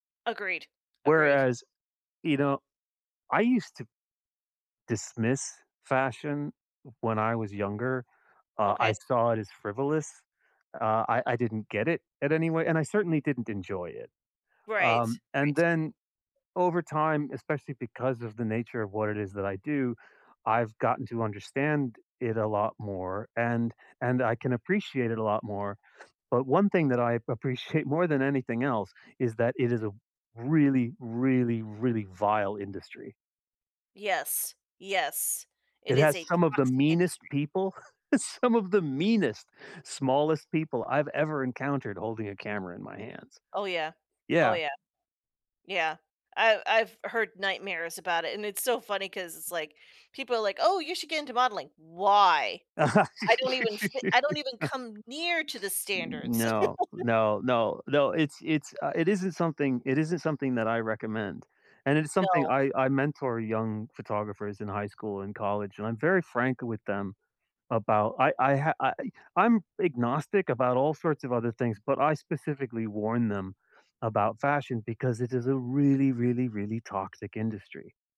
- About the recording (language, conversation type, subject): English, unstructured, How can I avoid cultural appropriation in fashion?
- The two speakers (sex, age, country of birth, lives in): female, 45-49, United States, United States; male, 55-59, United States, United States
- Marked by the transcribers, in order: laughing while speaking: "some of the"; stressed: "meanest"; laugh; laugh